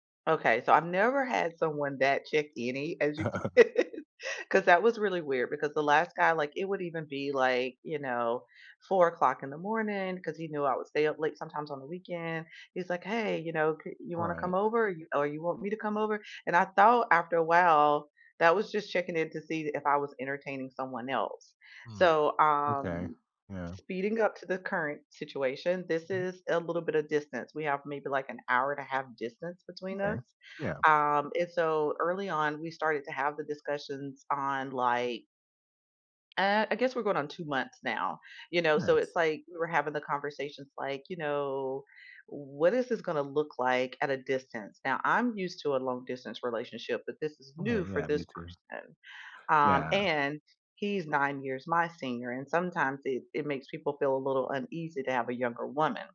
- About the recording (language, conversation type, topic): English, unstructured, How do I keep boundaries with a partner who wants constant check-ins?
- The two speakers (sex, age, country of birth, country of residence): female, 50-54, United States, United States; male, 50-54, United States, United States
- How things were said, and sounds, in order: laugh; laughing while speaking: "could"; laugh; tapping